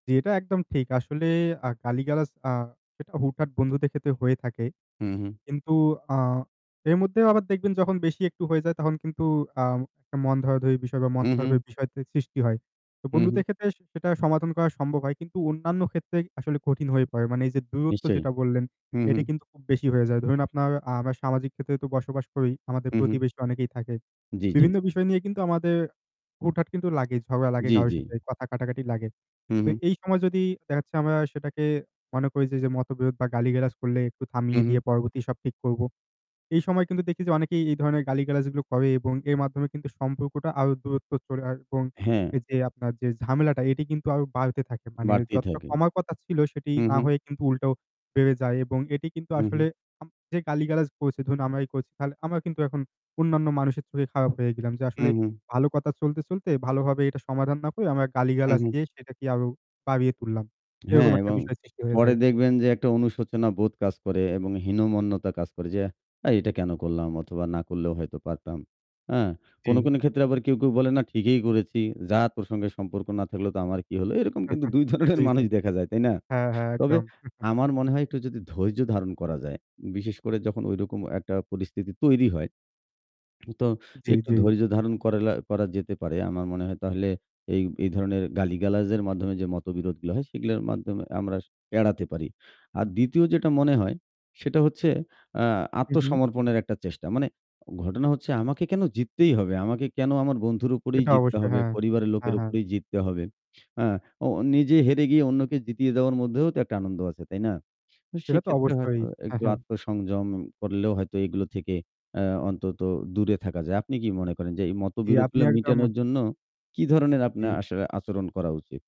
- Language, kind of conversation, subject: Bengali, unstructured, মতবিরোধে গালি-গালাজ করলে সম্পর্কের ওপর কী প্রভাব পড়ে?
- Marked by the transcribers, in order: static; unintelligible speech; chuckle; laughing while speaking: "দুই ধরনের মানুষ"; chuckle; lip smack